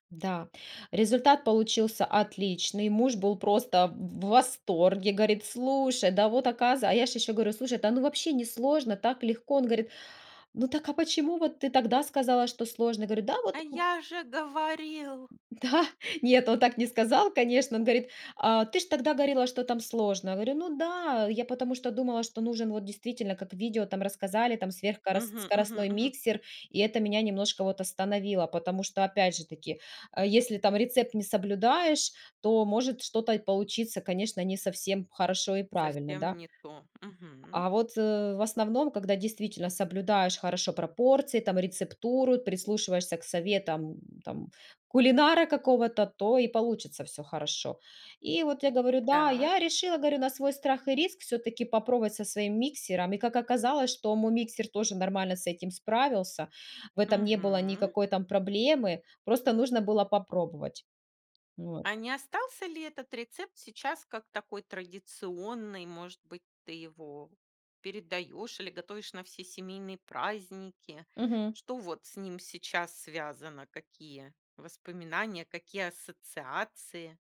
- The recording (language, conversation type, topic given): Russian, podcast, Какое у вас самое тёплое кулинарное воспоминание?
- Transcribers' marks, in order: put-on voice: "А я же говорил!"; other background noise; laughing while speaking: "Да!"; tapping